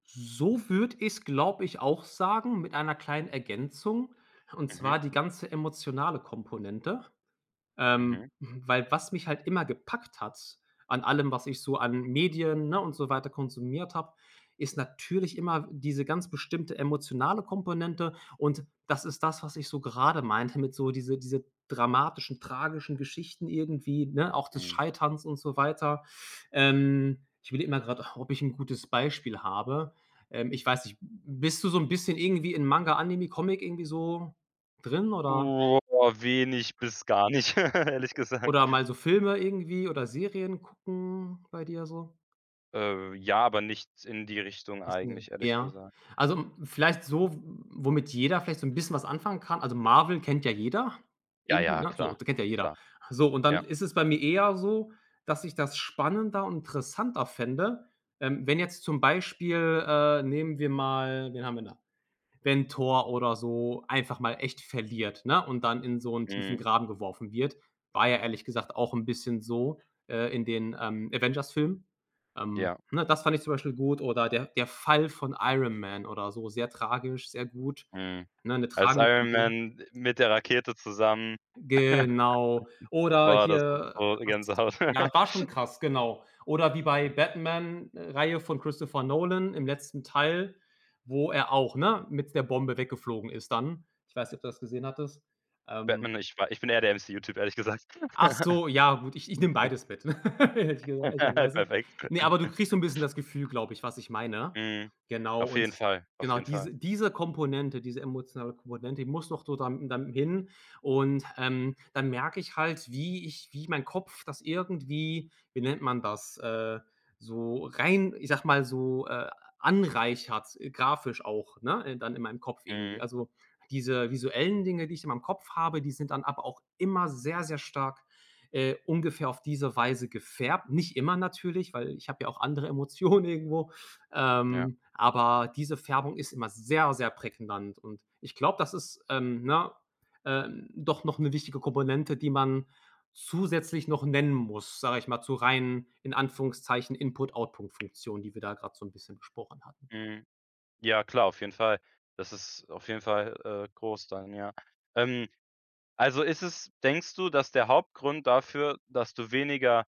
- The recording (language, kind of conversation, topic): German, advice, Warum fühle ich mich seit Monaten leer und uninspiriert, und was könnte mir helfen, wieder Inspiration zu finden?
- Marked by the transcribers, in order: laugh; laughing while speaking: "ehrlich gesagt"; other background noise; unintelligible speech; laugh; laugh; laugh; laughing while speaking: "hätte ich gesagt"; laugh; laughing while speaking: "Perfekt"; chuckle; stressed: "anreichert"; laughing while speaking: "Emotionen"